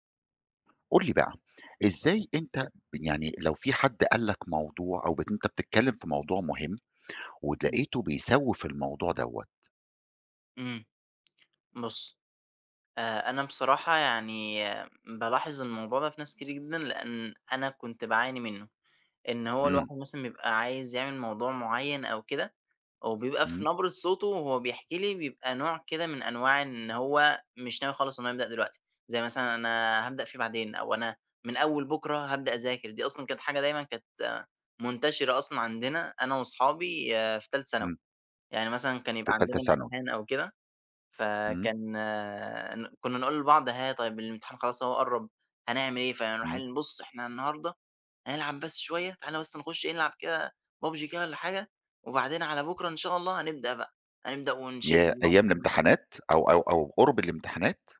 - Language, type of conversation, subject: Arabic, podcast, إزاي تتغلب على التسويف؟
- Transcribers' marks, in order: tapping; unintelligible speech; unintelligible speech